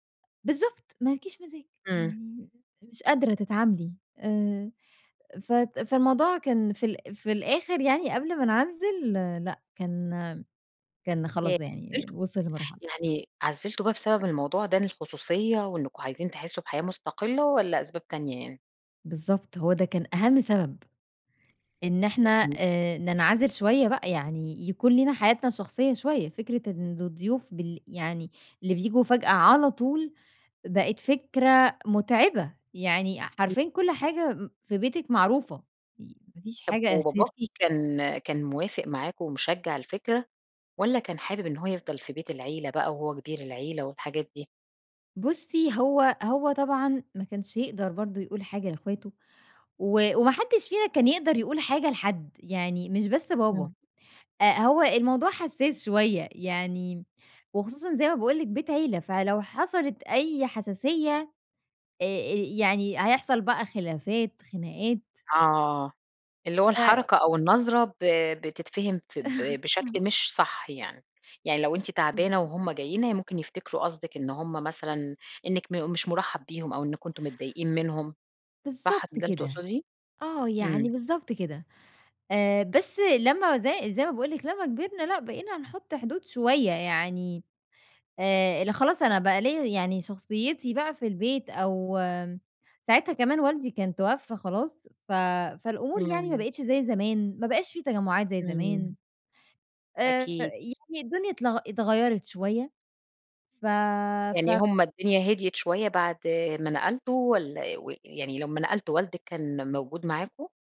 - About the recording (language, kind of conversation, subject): Arabic, podcast, إزاي بتحضّري البيت لاستقبال ضيوف على غفلة؟
- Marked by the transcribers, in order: tapping; other background noise; chuckle